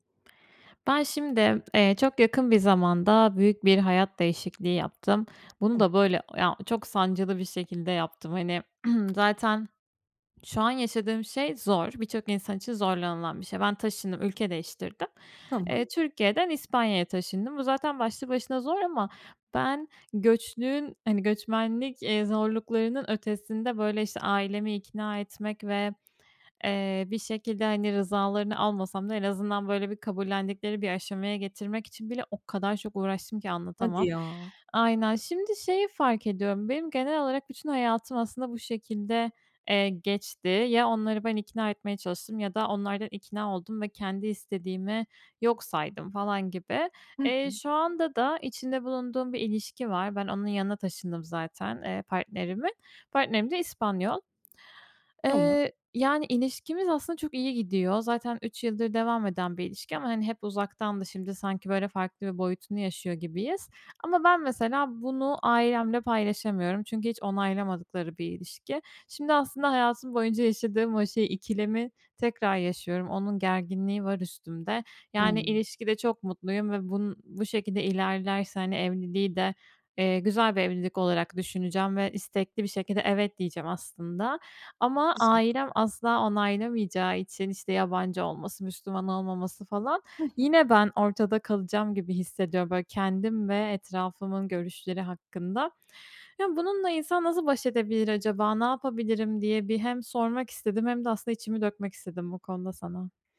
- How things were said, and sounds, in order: unintelligible speech; throat clearing; sad: "Hadi ya"; other background noise; unintelligible speech
- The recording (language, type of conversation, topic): Turkish, advice, Özgünlüğüm ile başkaları tarafından kabul görme isteğim arasında nasıl denge kurabilirim?
- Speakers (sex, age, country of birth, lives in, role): female, 25-29, Turkey, Spain, user; female, 30-34, Turkey, Bulgaria, advisor